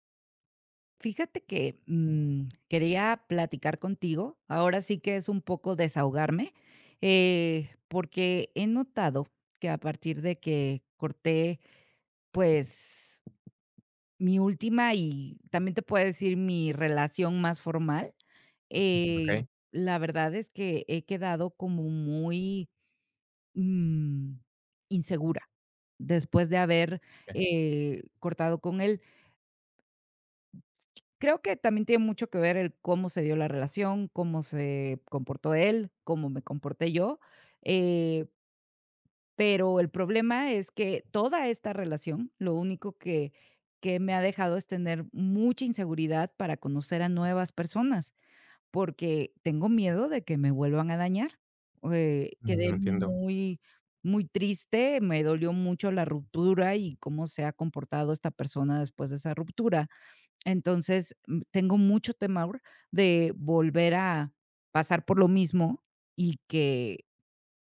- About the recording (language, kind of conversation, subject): Spanish, advice, ¿Cómo puedo recuperar la confianza en mí después de una ruptura sentimental?
- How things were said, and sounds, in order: tapping; other noise; other background noise; unintelligible speech; "temor" said as "temaur"